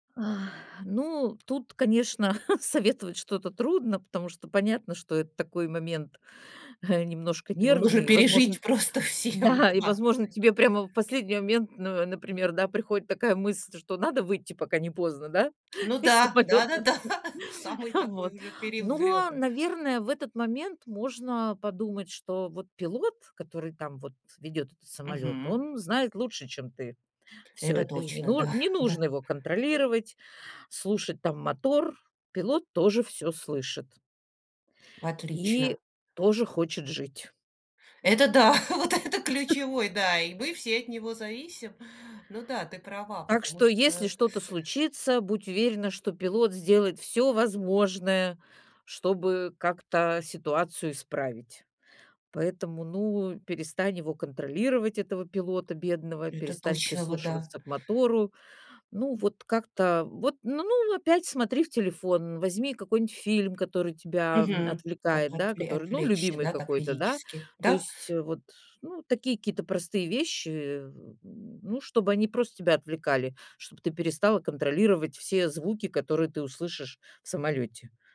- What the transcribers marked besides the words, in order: sigh; chuckle; chuckle; laughing while speaking: "пережить просто всем. Да"; laughing while speaking: "да-да-да"; laughing while speaking: "из самолета?"; laughing while speaking: "вот это ключевой"; chuckle
- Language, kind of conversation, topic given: Russian, advice, Как справляться со стрессом и тревогой во время поездок?